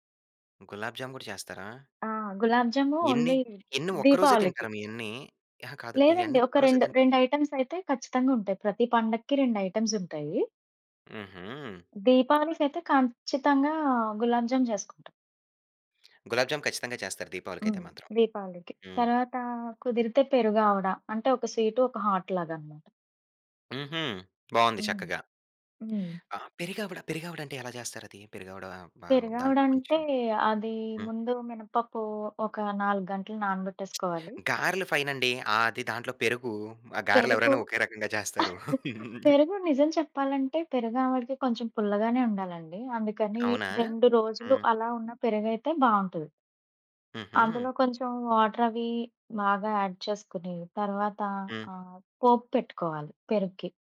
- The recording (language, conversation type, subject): Telugu, podcast, పండుగ వస్తే మీ ఇంట్లో తప్పక వండే వంట ఏమిటి?
- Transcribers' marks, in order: in English: "ఓన్లీ"; in English: "రెండైటెమ్స్"; in English: "రెండైటెమ్స్"; in English: "స్వీట్"; in English: "హాట్"; tapping; chuckle; in English: "వాటర్"; in English: "యాడ్"